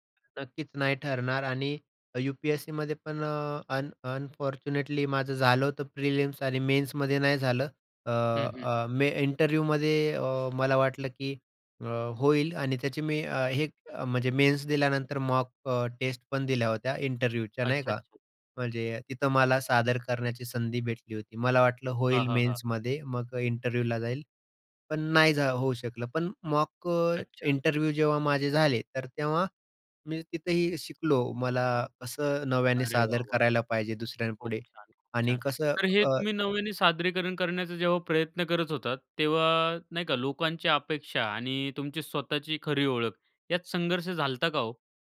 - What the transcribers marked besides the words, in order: other background noise; in English: "अन अनफॉर्च्युनेटली"; in English: "इंटरव्ह्यूमध्ये"; in English: "मॉक"; in English: "इंटरव्ह्यूच्या"; in English: "इंटरव्ह्यूला"; in English: "मॉक"; in English: "इंटरव्ह्यू"
- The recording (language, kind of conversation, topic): Marathi, podcast, स्वतःला नव्या पद्धतीने मांडायला तुम्ही कुठून आणि कशी सुरुवात करता?